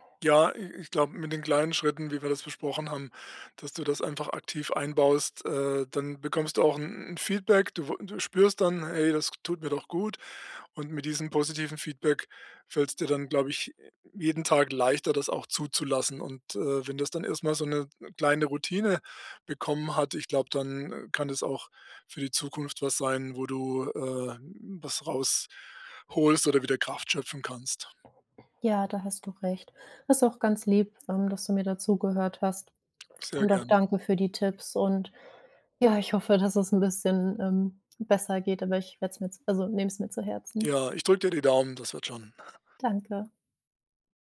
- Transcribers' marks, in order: tapping
- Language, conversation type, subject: German, advice, Warum fühle ich mich schuldig, wenn ich einfach entspanne?